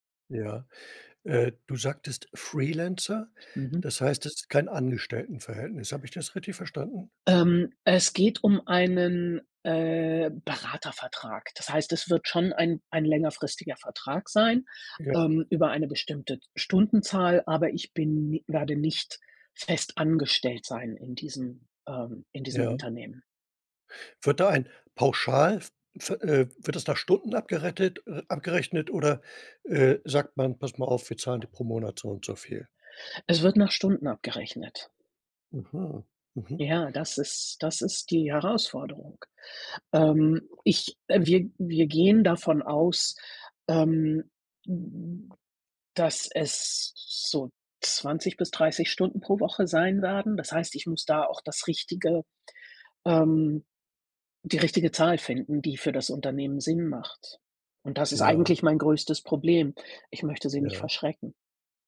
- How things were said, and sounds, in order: none
- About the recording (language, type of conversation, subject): German, advice, Wie kann ich meine Unsicherheit vor einer Gehaltsverhandlung oder einem Beförderungsgespräch überwinden?